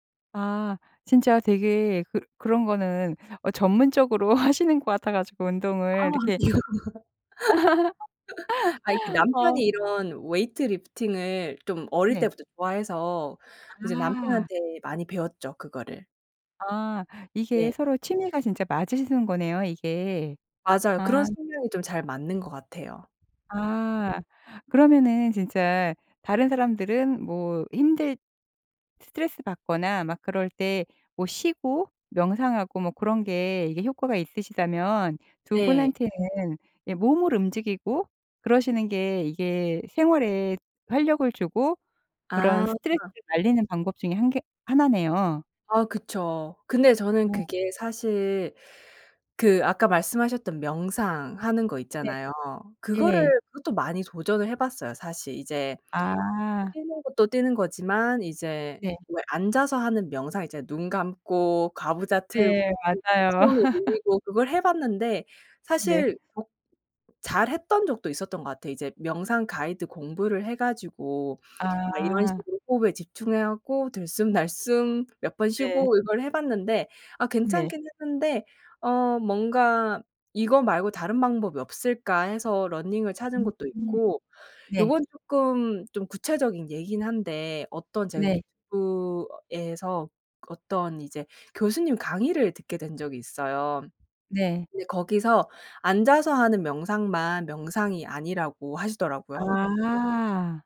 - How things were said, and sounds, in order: laughing while speaking: "전문적으로"; laughing while speaking: "아니요"; laugh; in English: "weight lifting을"; laugh; other background noise; tapping; laugh; unintelligible speech
- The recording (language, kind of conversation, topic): Korean, podcast, 일 끝나고 진짜 쉬는 법은 뭐예요?